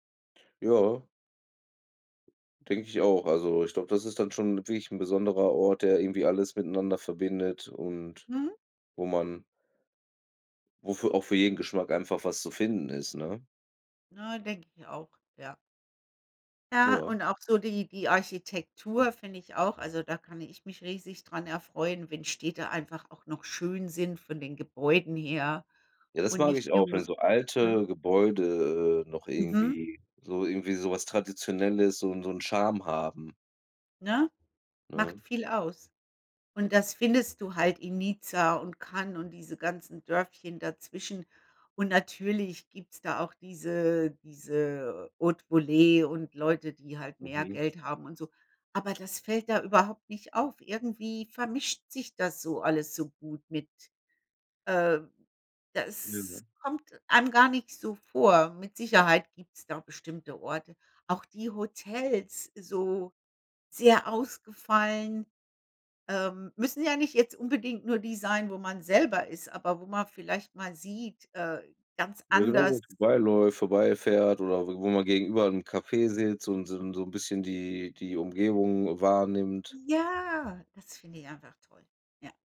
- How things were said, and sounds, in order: unintelligible speech
- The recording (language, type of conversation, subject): German, unstructured, Wohin reist du am liebsten und warum?
- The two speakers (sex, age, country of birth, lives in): female, 55-59, Germany, United States; male, 35-39, Germany, Germany